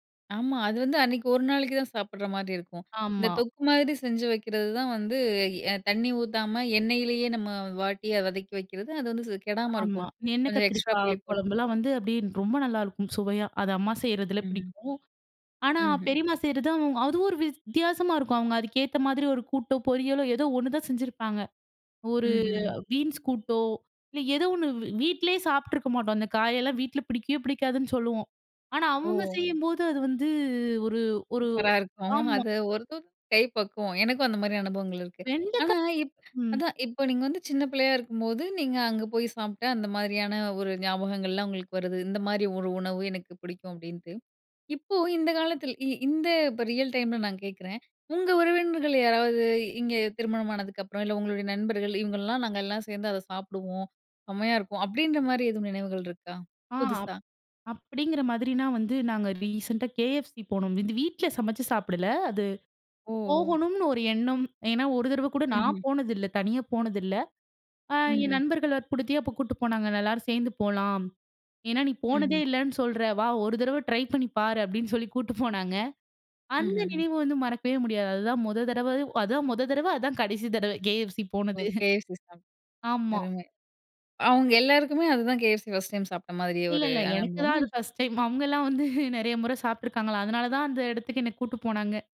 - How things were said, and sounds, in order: in English: "ரீசென்ட்டா KFC"; tapping; laughing while speaking: "அவங்கலாம் வந்து நிறைய முறை"
- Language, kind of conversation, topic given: Tamil, podcast, உறவினர்களுடன் பகிர்ந்துகொள்ளும் நினைவுகளைத் தூண்டும் உணவு எது?